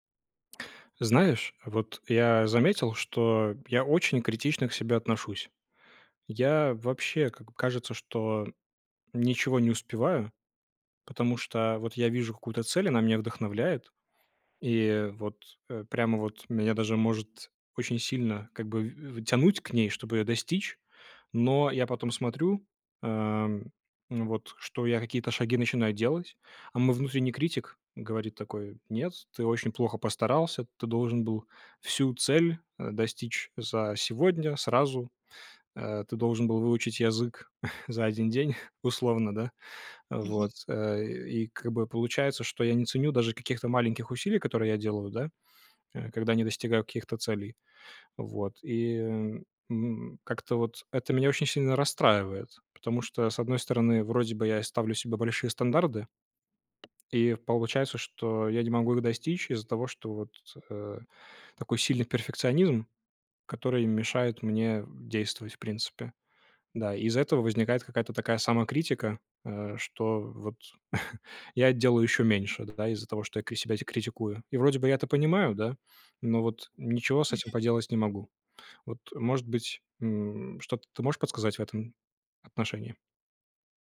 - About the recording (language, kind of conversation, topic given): Russian, advice, Как справиться с постоянным самокритичным мышлением, которое мешает действовать?
- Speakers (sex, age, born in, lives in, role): female, 40-44, Russia, United States, advisor; male, 20-24, Belarus, Poland, user
- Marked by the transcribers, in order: chuckle; "стандарты" said as "стандарды"; tapping; chuckle